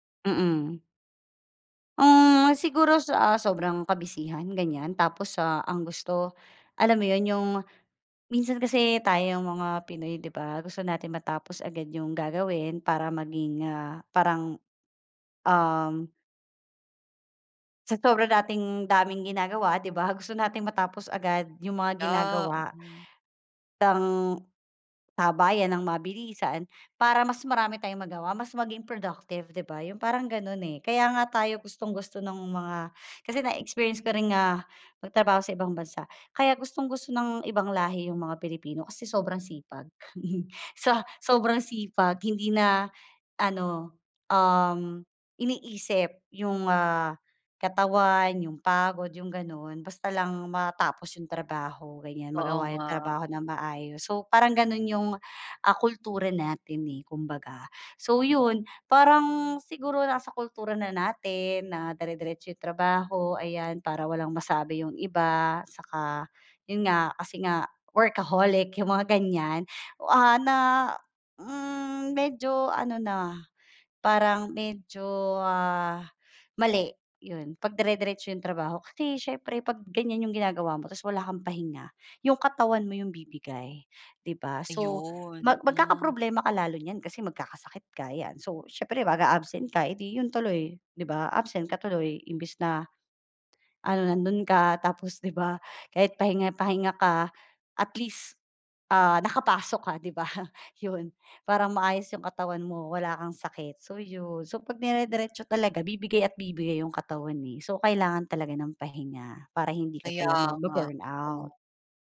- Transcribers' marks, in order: chuckle
- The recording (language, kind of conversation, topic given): Filipino, podcast, Anong simpleng gawi ang inampon mo para hindi ka maubos sa pagod?